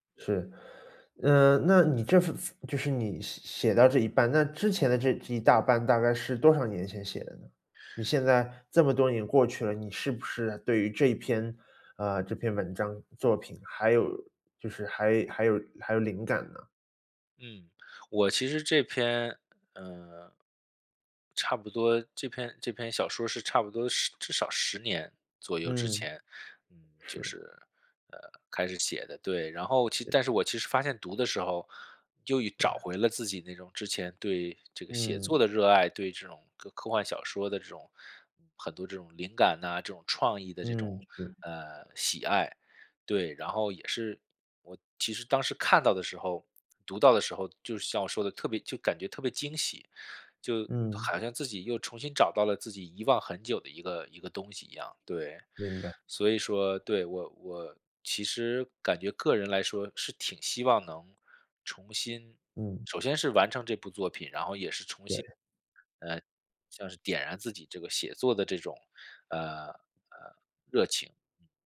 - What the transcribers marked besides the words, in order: none
- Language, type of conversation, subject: Chinese, advice, 如何在工作占满时间的情况下安排固定的创作时间？